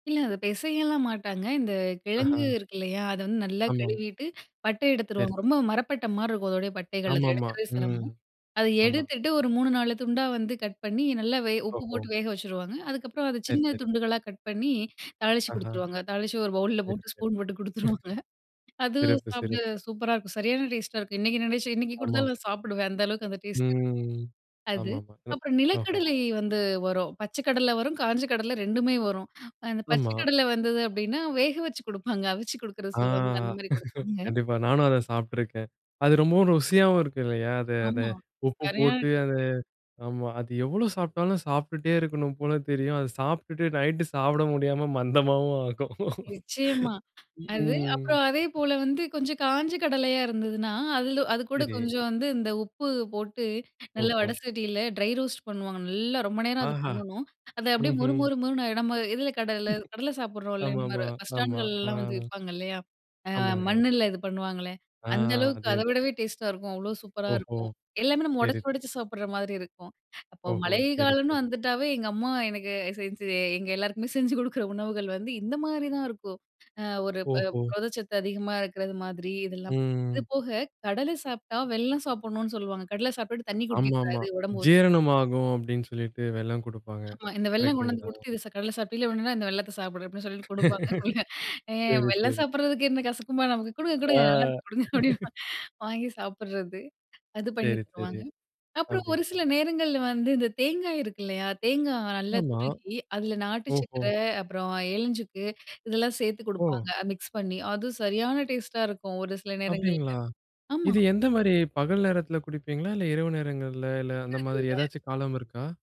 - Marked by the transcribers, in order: in English: "கட்"; in English: "ஸ்பூன்"; chuckle; other noise; drawn out: "ம்"; drawn out: "ஆ"; laugh; tapping; other background noise; laughing while speaking: "மந்தமாவும் ஆகும். ம்ஹ்ம்"; in English: "ட்ரை ரோஸ்ட்"; laughing while speaking: "செஞ்சு குடுக்ற உணவுகள்"; laugh; laughing while speaking: "குடுப்பாங்க அதுபோல"; laughing while speaking: "ஆ"; laughing while speaking: "நல்லா இருக்கும், குடுங்க"
- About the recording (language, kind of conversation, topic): Tamil, podcast, மழைக்காலத்தில் உங்களுக்கு மனதில் நிற்கும் சிற்றுண்டி நினைவுகள் என்னென்ன?